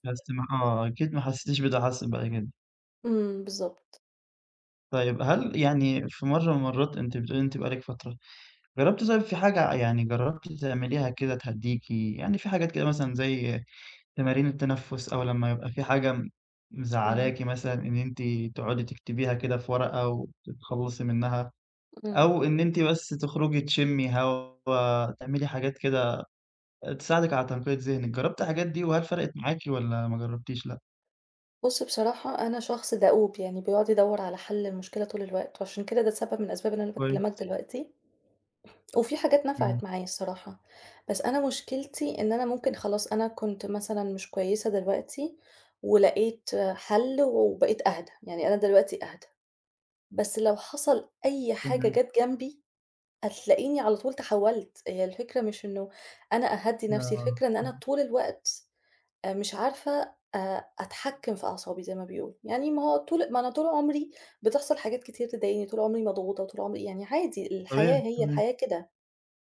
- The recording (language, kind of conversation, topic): Arabic, advice, إزاي التعب المزمن بيأثر على تقلبات مزاجي وانفجارات غضبي؟
- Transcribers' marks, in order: other background noise; tapping